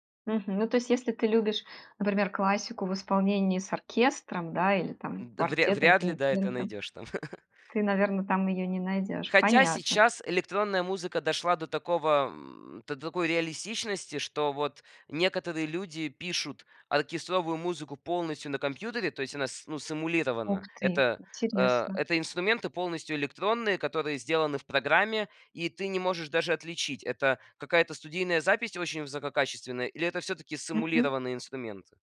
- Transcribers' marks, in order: laugh; other background noise
- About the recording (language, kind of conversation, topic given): Russian, podcast, Что бы вы посоветовали тем, кто хочет обновить свой музыкальный вкус?